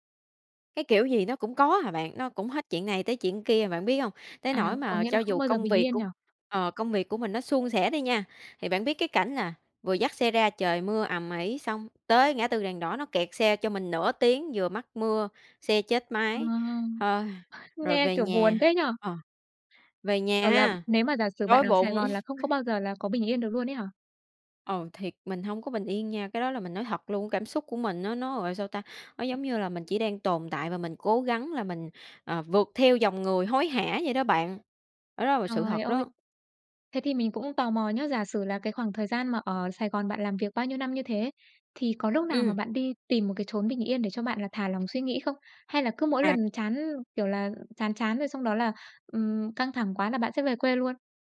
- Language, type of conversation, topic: Vietnamese, podcast, Bạn có thể kể về một lần bạn tìm được một nơi yên tĩnh để ngồi lại và suy nghĩ không?
- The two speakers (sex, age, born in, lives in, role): female, 25-29, Vietnam, Vietnam, guest; female, 25-29, Vietnam, Vietnam, host
- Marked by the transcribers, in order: other background noise; laugh; tapping